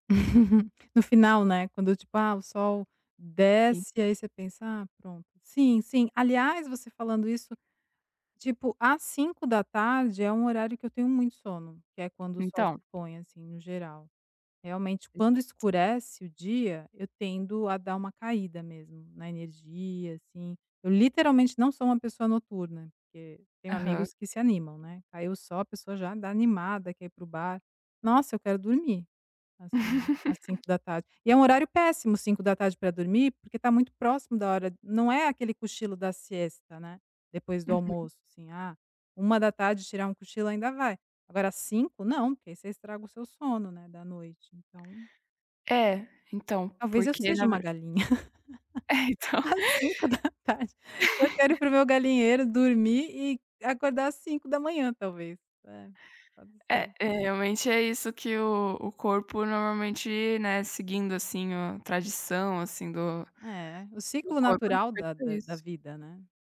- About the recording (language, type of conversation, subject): Portuguese, advice, Por que ainda me sinto tão cansado todas as manhãs, mesmo dormindo bastante?
- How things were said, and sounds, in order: chuckle; tapping; unintelligible speech; chuckle; in Spanish: "siesta"; other background noise; laugh; laughing while speaking: "Às cinco da tarde"; laughing while speaking: "É, então"; laugh